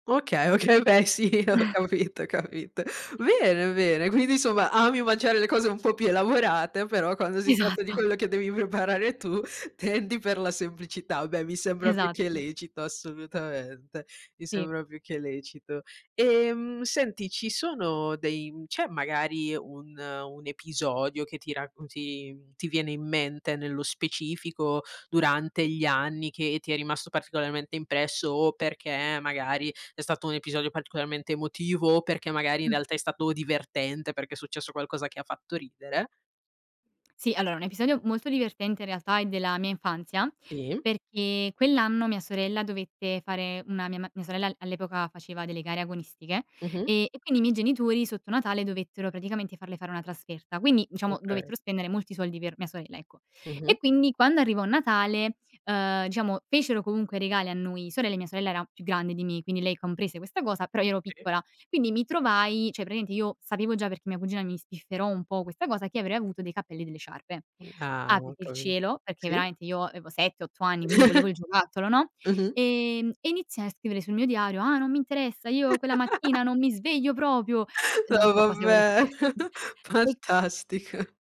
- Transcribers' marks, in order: laughing while speaking: "beh sì ho capito, ho capito"; chuckle; laughing while speaking: "Esatto"; "diciamo" said as "ciamo"; tapping; "cioè" said as "ceh"; "praticamente" said as "praimente"; chuckle; chuckle; put-on voice: "Ah non mi interessa, io quella mattina non mi sveglio propio"; laughing while speaking: "No vabbè, fantastico"; "proprio" said as "propio"; chuckle
- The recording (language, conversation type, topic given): Italian, podcast, Qual è una tradizione di famiglia a cui sei particolarmente affezionato?